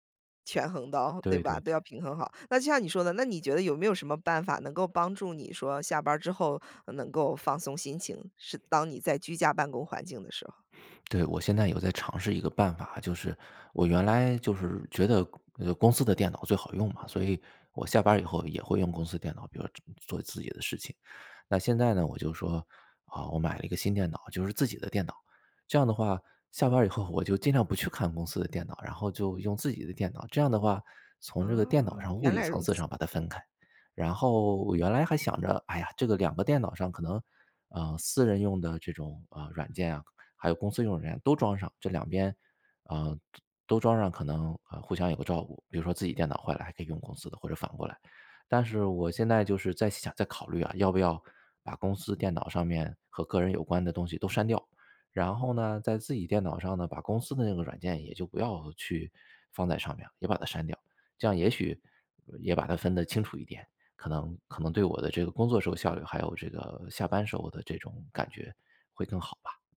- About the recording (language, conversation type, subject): Chinese, podcast, 居家办公时，你如何划分工作和生活的界限？
- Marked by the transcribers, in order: other background noise